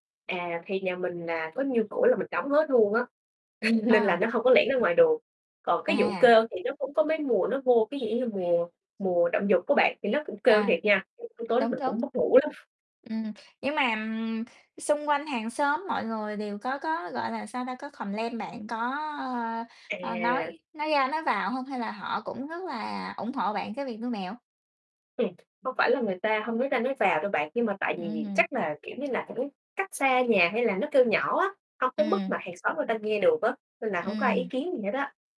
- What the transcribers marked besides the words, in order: background speech; chuckle; horn; other background noise; tapping; chuckle; in English: "complain"
- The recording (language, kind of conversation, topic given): Vietnamese, podcast, Bạn có kinh nghiệm nuôi thú cưng nào muốn chia sẻ không?